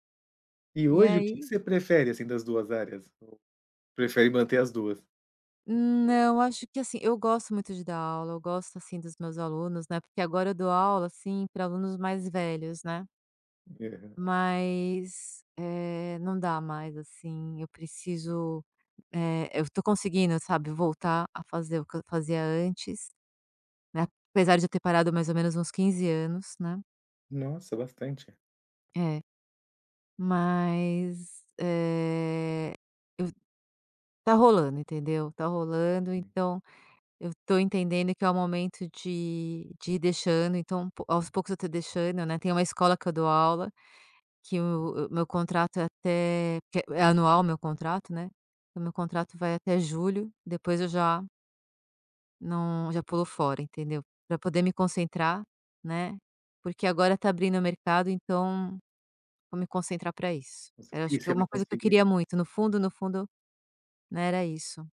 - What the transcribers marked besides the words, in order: other background noise; tapping
- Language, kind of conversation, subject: Portuguese, podcast, Como você se preparou para uma mudança de carreira?